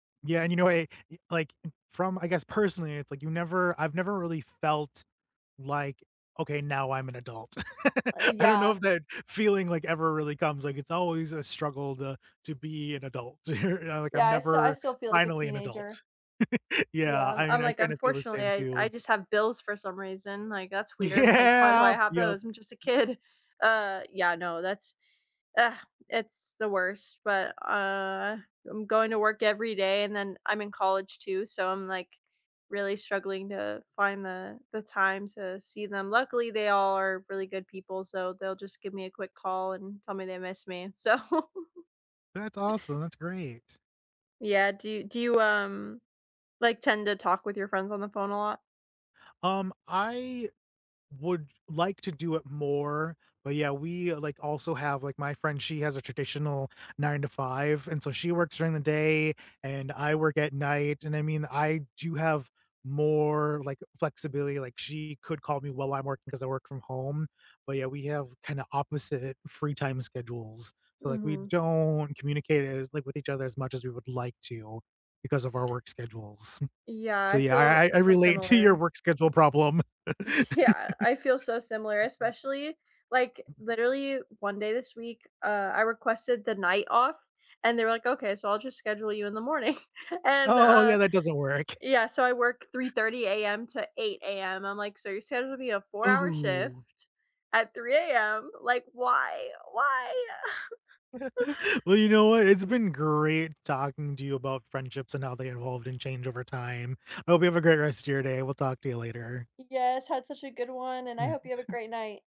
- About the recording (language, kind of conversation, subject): English, unstructured, How has your idea of friendship evolved, and what experiences reshaped what you value most?
- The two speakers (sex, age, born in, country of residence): female, 20-24, United States, United States; male, 35-39, United States, United States
- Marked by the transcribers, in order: stressed: "felt"; chuckle; laughing while speaking: "You're not like"; laugh; laughing while speaking: "Yeah"; drawn out: "Yeah"; laughing while speaking: "Like"; laughing while speaking: "kid"; drawn out: "uh"; laughing while speaking: "So"; chuckle; other background noise; chuckle; laughing while speaking: "to"; laughing while speaking: "Yeah"; laugh; laughing while speaking: "Oh"; chuckle; put-on voice: "why? Why?"; chuckle; laugh; tapping; chuckle